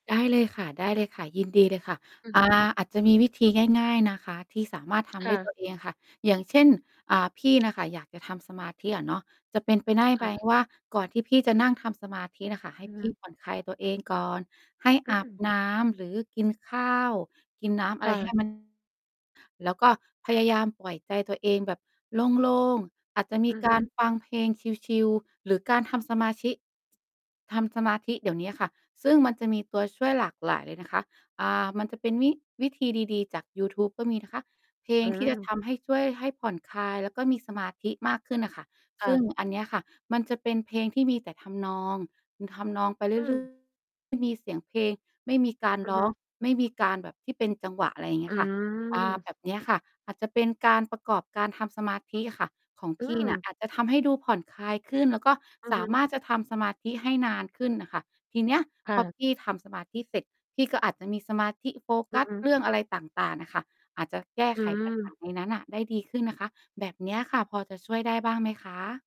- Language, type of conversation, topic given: Thai, advice, อยากทำสมาธิหรือผ่อนคลาย แต่สมาธิสั้นจนทำไม่ได้ ควรทำอย่างไรดี?
- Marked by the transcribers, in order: distorted speech